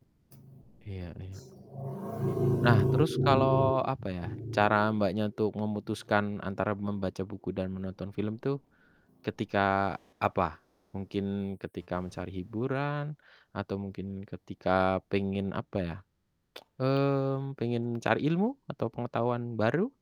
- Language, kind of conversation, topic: Indonesian, unstructured, Di antara membaca buku dan menonton film, mana yang lebih Anda sukai?
- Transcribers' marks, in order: other street noise; static; tsk; other background noise